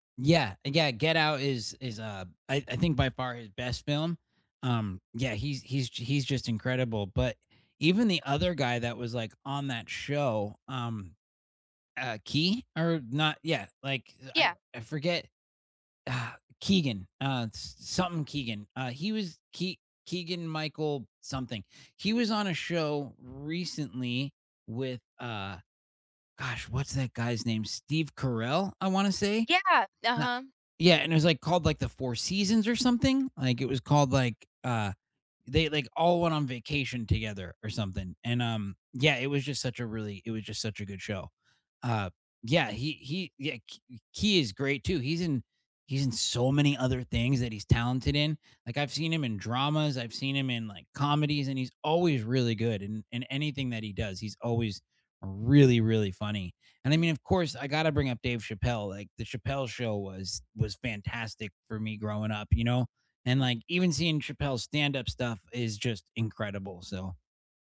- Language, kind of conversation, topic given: English, unstructured, What’s the funniest show, movie, or clip you watched this year, and why should I watch it too?
- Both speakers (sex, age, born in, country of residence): female, 20-24, United States, United States; male, 40-44, United States, United States
- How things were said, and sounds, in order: stressed: "really"